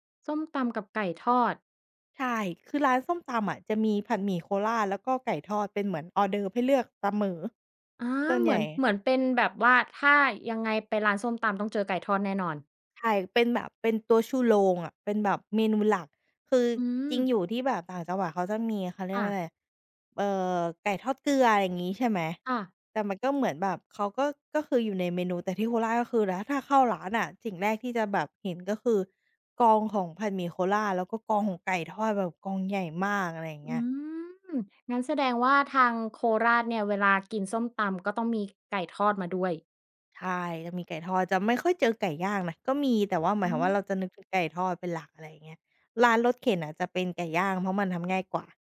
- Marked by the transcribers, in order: none
- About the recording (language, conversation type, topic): Thai, podcast, อาหารบ้านเกิดที่คุณคิดถึงที่สุดคืออะไร?